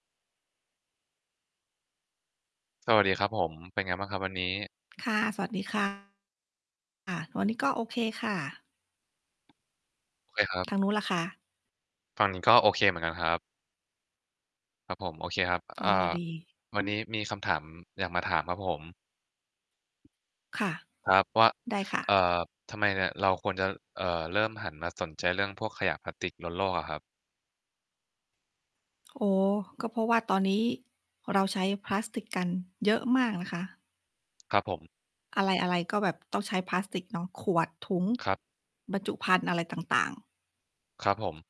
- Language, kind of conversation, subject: Thai, unstructured, ทำไมเราจึงควรให้ความสำคัญกับปัญหาขยะพลาสติกล้นโลก?
- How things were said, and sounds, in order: distorted speech; tapping; static; mechanical hum